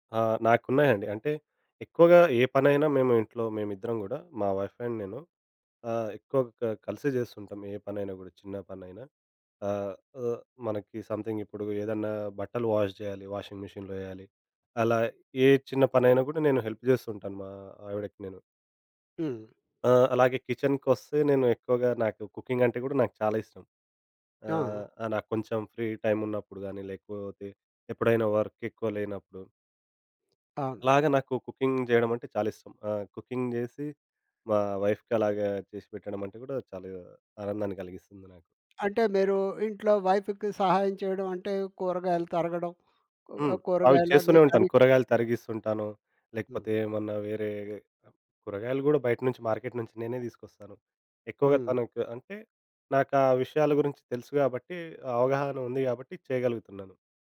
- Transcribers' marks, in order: in English: "వైఫ్ అండ్"; in English: "వాష్"; in English: "వాషింగ్ మిషన్‌లో"; in English: "హెల్ప్"; in English: "కిచెన్‌కోస్తే"; in English: "కుకింగ్"; in English: "ఫ్రీ టైమ్"; in English: "వర్క్"; other background noise; in English: "కుకింగ్"; in English: "కుకింగ్"; tapping; in English: "వైఫ్‌కలాగా"; in English: "వైఫ్‌కి"; in English: "మార్కెట్"
- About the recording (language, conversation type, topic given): Telugu, podcast, వంటను కలిసి చేయడం మీ ఇంటికి ఎలాంటి ఆత్మీయ వాతావరణాన్ని తెస్తుంది?